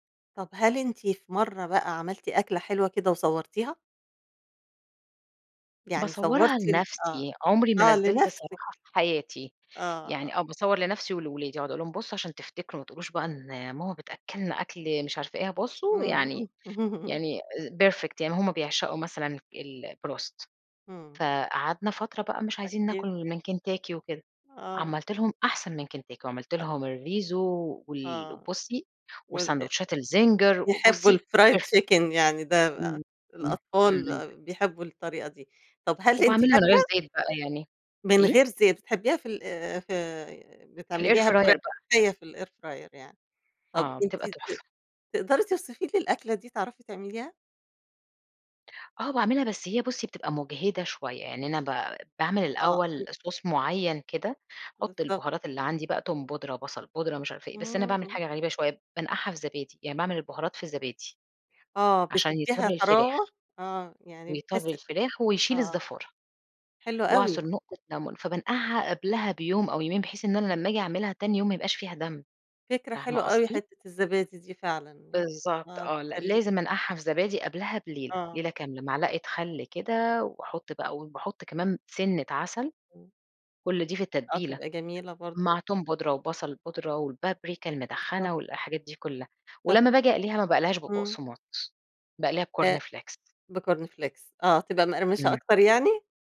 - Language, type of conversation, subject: Arabic, podcast, إيه رأيك في تأثير السوشيال ميديا على عادات الأكل؟
- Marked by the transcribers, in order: chuckle; in English: "perfect"; in English: "الBroast"; in English: "الRiso"; in English: "الfried chicken"; in English: "الZinger"; in English: "perfect"; in English: "الair fryer"; in English: "الair fryer"; in English: "صوص"; in English: "والبابريكا"; in English: "بCorn Flakes"; in English: "بCorn Flakes"